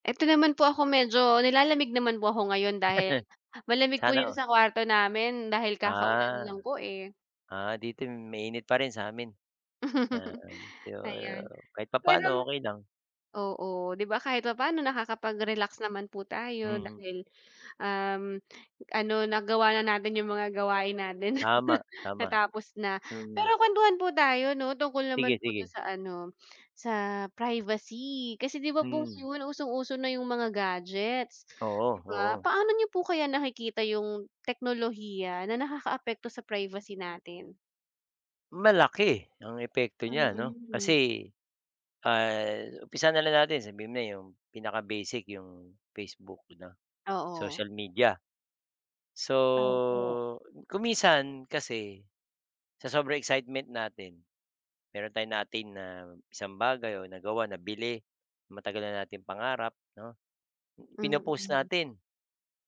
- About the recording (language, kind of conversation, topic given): Filipino, unstructured, Paano mo nakikita ang epekto ng teknolohiya sa ating pribasiya?
- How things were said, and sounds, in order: chuckle; laugh; other background noise; chuckle; wind